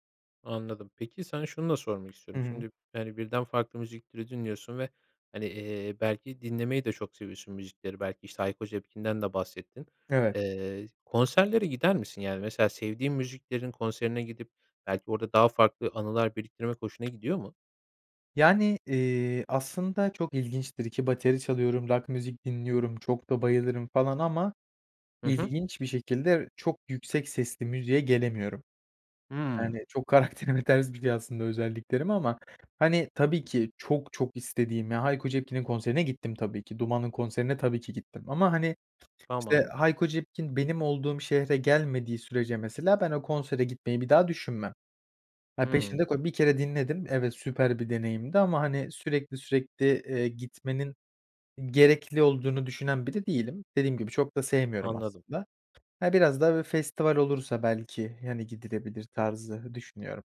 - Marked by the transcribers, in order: tapping; laughing while speaking: "karakterime ters bir şey aslında"; other background noise
- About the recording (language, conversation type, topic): Turkish, podcast, Müzik zevkin zaman içinde nasıl değişti ve bu değişimde en büyük etki neydi?